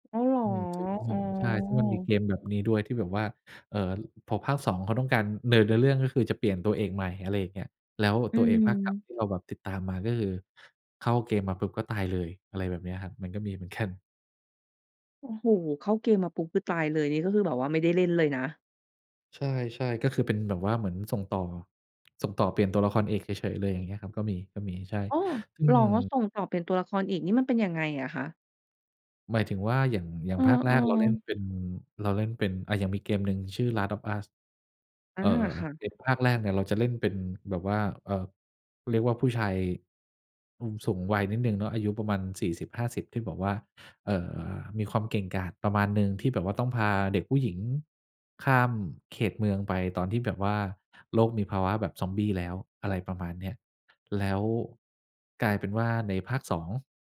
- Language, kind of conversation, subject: Thai, podcast, คุณรู้สึกอย่างไรกับคนที่ชอบสปอยล์หนังให้คนอื่นก่อนดู?
- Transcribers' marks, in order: unintelligible speech; laughing while speaking: "กัน"